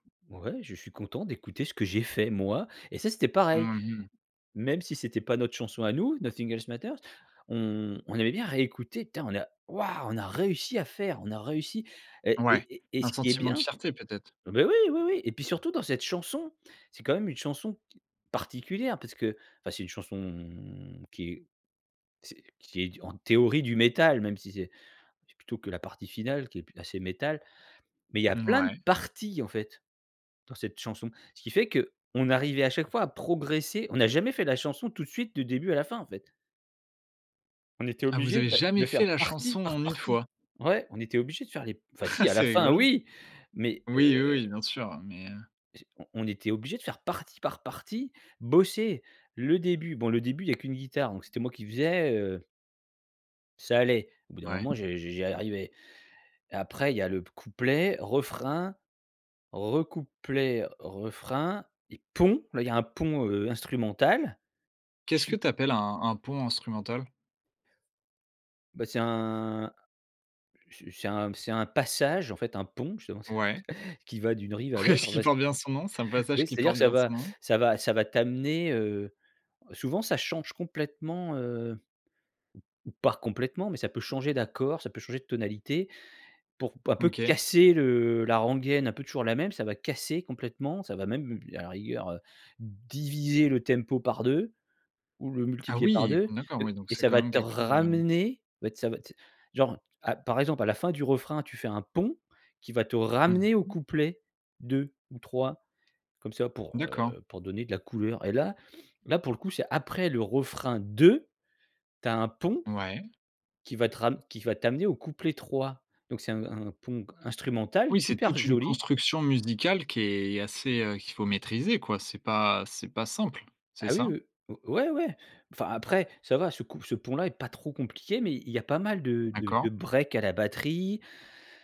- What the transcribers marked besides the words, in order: "Putain" said as "tain"; stressed: "wouah"; drawn out: "chanson"; stressed: "parties"; chuckle; other background noise; stressed: "pont"; chuckle; laughing while speaking: "Oui !"; joyful: "S qui porte bien son … bien son nom"; stressed: "casser"; stressed: "diviser"; stressed: "ramener"; stressed: "pont"; stressed: "deux"
- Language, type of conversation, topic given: French, podcast, Quelle chanson écoutais-tu en boucle à l’adolescence ?